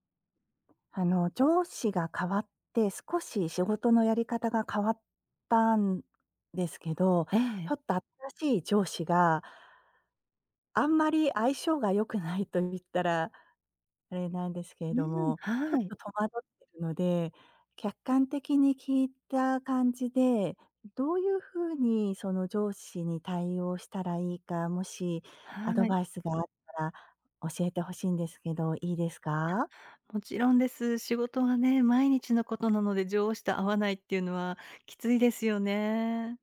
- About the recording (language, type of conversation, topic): Japanese, advice, 上司が交代して仕事の進め方が変わり戸惑っていますが、どう対処すればよいですか？
- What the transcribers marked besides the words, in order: "ちょっと" said as "ひょった"